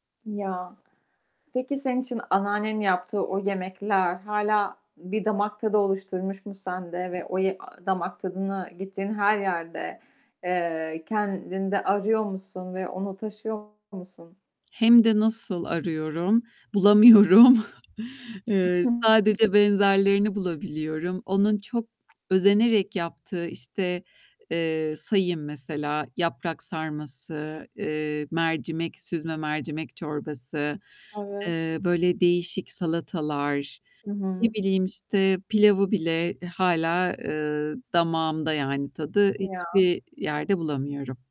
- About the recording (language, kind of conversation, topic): Turkish, podcast, Aile yemekleri kimliğinizde ne kadar yer kaplıyor ve neden?
- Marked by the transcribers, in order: static; other background noise; distorted speech; laughing while speaking: "Bulamıyorum"; chuckle